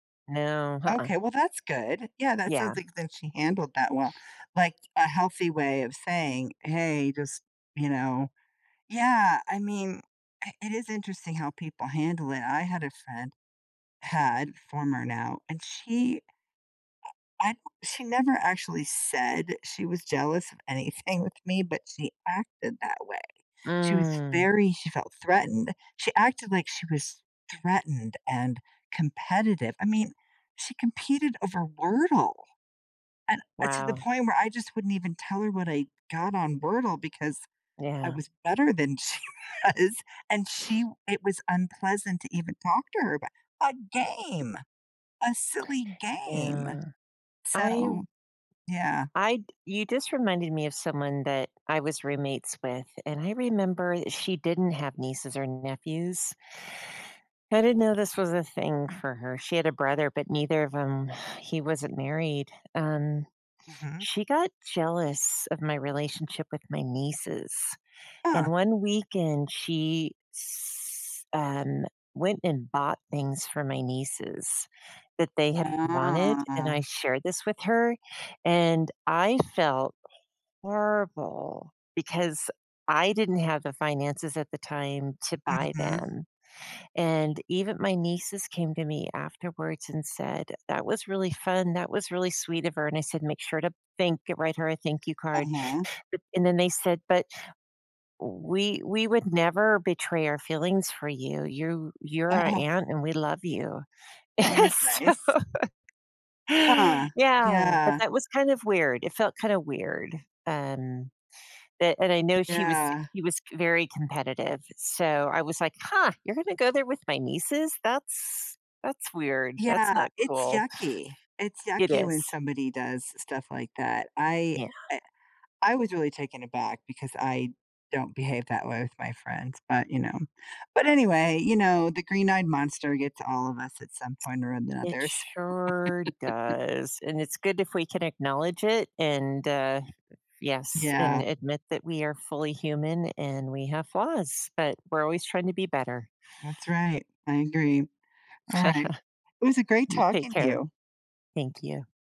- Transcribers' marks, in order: sniff; tapping; laughing while speaking: "anything with me"; angry: "Wordle"; sniff; laughing while speaking: "she was"; stressed: "game"; sigh; sniff; angry: "Huh"; drawn out: "Oh"; other background noise; laugh; laughing while speaking: "So"; disgusted: "Huh. Yeah"; put-on voice: "Huh, you're gonna go there with my nieces?"; tsk; drawn out: "sure"; laughing while speaking: "so"; chuckle; chuckle
- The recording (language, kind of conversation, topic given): English, unstructured, How can one handle jealousy when friends get excited about something new?